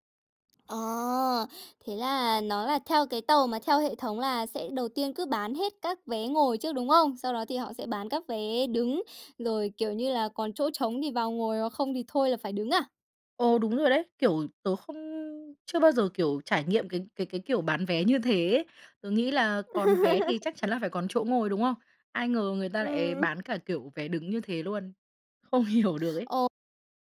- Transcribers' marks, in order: tapping; laugh; laughing while speaking: "Không hiểu"
- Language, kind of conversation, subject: Vietnamese, podcast, Bạn có thể kể về một sai lầm khi đi du lịch và bài học bạn rút ra từ đó không?